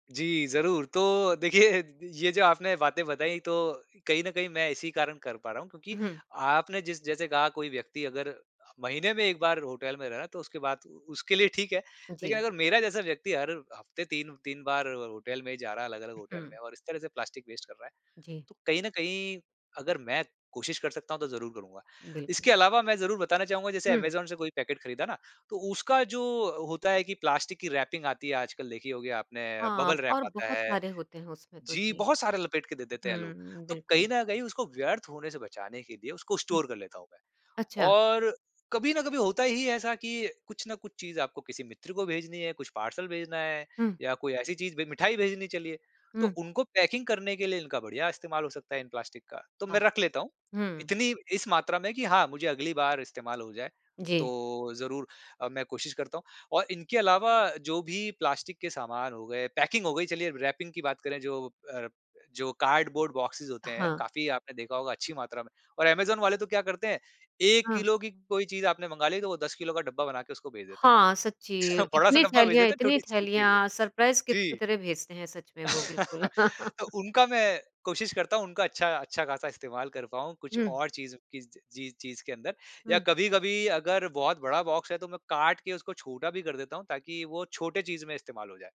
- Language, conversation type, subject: Hindi, podcast, पैकिंग और प्लास्टिक कम करने के लिए आप घर में कौन-कौन से बदलाव कर रहे हैं?
- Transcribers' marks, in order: laughing while speaking: "देखिए"; in English: "वेस्ट"; in English: "रैपिंग"; in English: "बबल रैप"; in English: "स्टोर"; in English: "पार्सल"; in English: "पैकिंग"; in English: "पैकिंग"; in English: "रैपिंग"; in English: "कार्डबोर्ड बॉक्सेज़"; chuckle; in English: "सरप्राइज़ गिफ्ट"; laugh; in English: "बॉक्स"